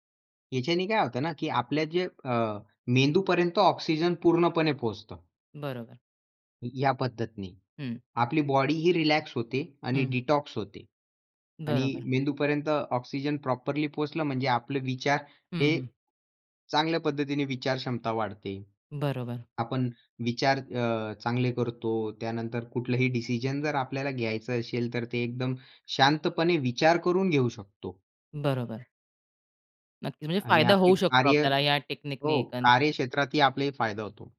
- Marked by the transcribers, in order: in English: "डिटॉक्स"; tapping; in English: "प्रॉपरली"; other background noise; in English: "टेक्निक"
- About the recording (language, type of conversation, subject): Marathi, podcast, सकाळी उठल्यावर तुमचे पहिले पाच मिनिटे कशात जातात?